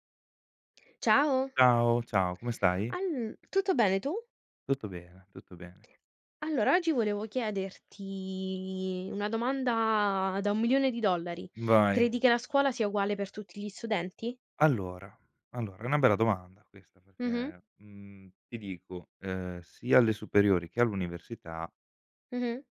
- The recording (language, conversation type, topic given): Italian, unstructured, Credi che la scuola sia uguale per tutti gli studenti?
- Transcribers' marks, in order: none